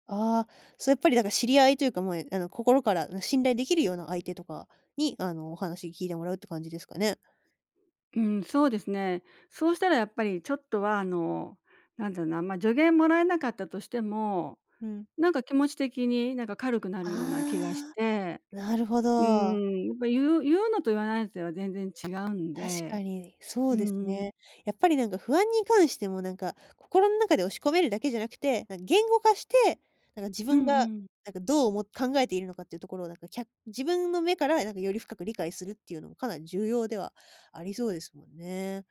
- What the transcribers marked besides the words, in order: other background noise
- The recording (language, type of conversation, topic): Japanese, podcast, 不安を乗り越えるために、普段どんなことをしていますか？